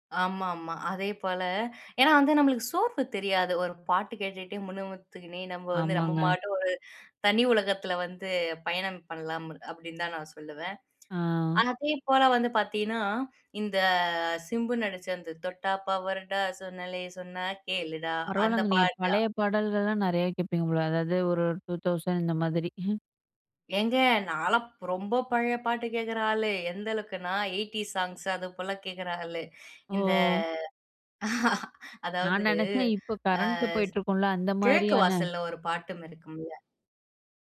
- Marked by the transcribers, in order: "பாட்டுக்கு" said as "மாட்டுக்கு"; "பண்ணலாம்" said as "பண்லாம்"; drawn out: "ஆ"; drawn out: "இந்த"; singing: "தொட்டா பவரு டா சொன்னாலே சொன்னா கேளுடா"; "பாட்டு" said as "பாட்டா"; chuckle; chuckle; drawn out: "ஆ"
- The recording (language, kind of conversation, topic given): Tamil, podcast, உங்கள் இசை ரசனை சமீபத்தில் எப்படிப் மாற்றமடைந்துள்ளது?
- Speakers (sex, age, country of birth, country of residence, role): female, 20-24, India, India, guest; female, 25-29, India, India, host